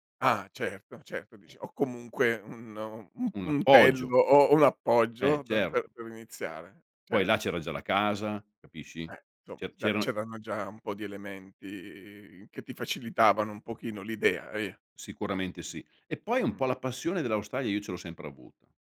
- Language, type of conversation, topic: Italian, podcast, Quale persona che hai incontrato ti ha spinto a provare qualcosa di nuovo?
- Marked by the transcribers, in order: none